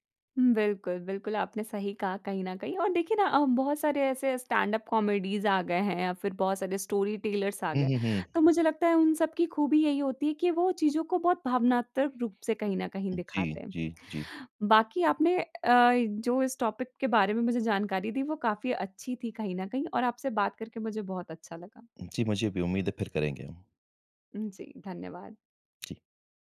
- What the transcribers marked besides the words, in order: in English: "स्टैंडअप कॉमेडीज़"; in English: "स्टोरीटेलर्स"; other background noise; "भावनात्मक" said as "भावनातर्क"; in English: "टॉपिक"; tapping
- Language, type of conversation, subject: Hindi, podcast, यादगार घटना सुनाने की शुरुआत आप कैसे करते हैं?